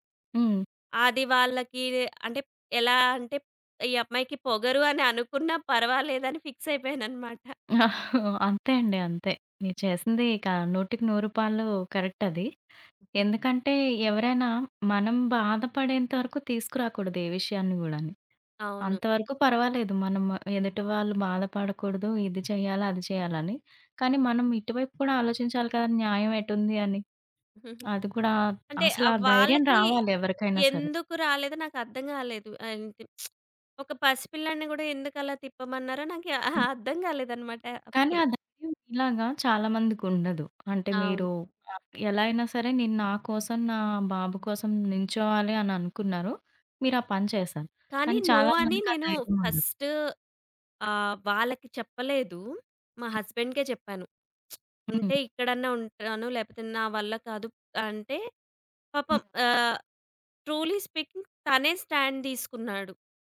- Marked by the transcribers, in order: in English: "ఫిక్స్"; giggle; chuckle; in English: "కరెక్ట్"; other background noise; tapping; giggle; lip smack; chuckle; in English: "నో"; in English: "హస్బండ్‌కే"; lip smack; in English: "ట్రూలీ స్పీకింగ్"; in English: "స్టాండ్"
- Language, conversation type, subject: Telugu, podcast, చేయలేని పనిని మర్యాదగా ఎలా నిరాకరించాలి?